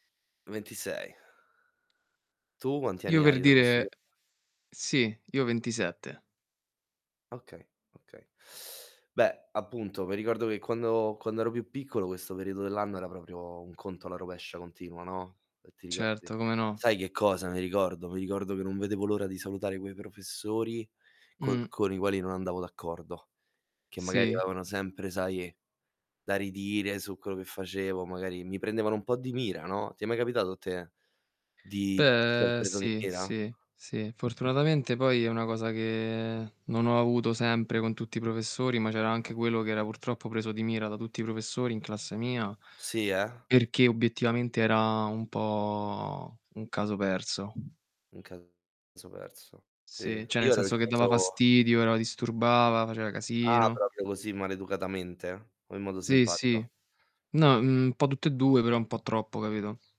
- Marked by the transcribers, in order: distorted speech; tapping; static; unintelligible speech; other background noise; drawn out: "po'"; "proprio" said as "propio"
- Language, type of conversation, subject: Italian, unstructured, Hai mai sentito dire che alcuni insegnanti preferiscono alcuni studenti rispetto ad altri?